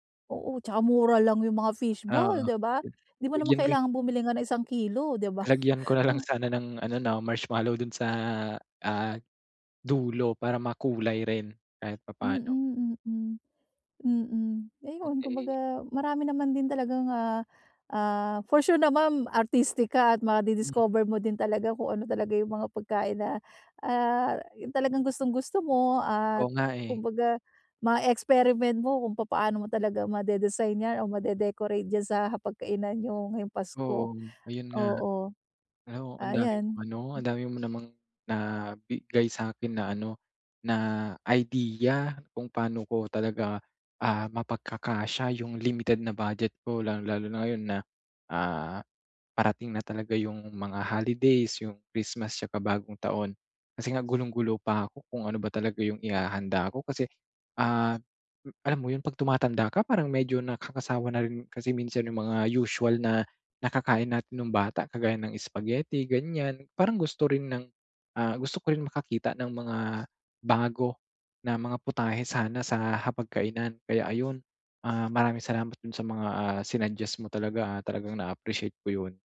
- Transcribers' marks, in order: other background noise; in English: "artistic"
- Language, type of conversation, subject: Filipino, advice, Paano ako makakapagbadyet para sa pamimili nang epektibo?